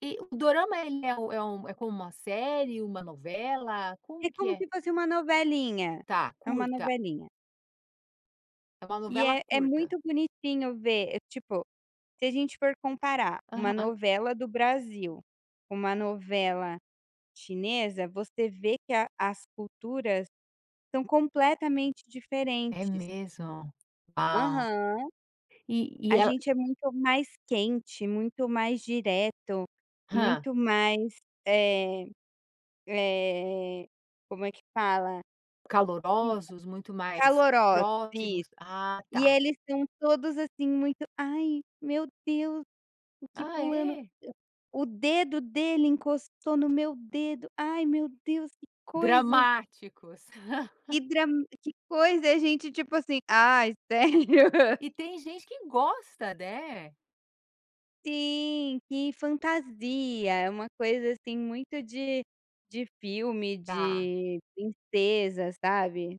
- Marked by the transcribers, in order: tapping; put-on voice: "Ai, meu Deus, o que … Deus, que coisa"; other background noise; laugh; laughing while speaking: "sério?"
- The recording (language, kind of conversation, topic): Portuguese, podcast, Como o streaming mudou, na prática, a forma como assistimos a filmes?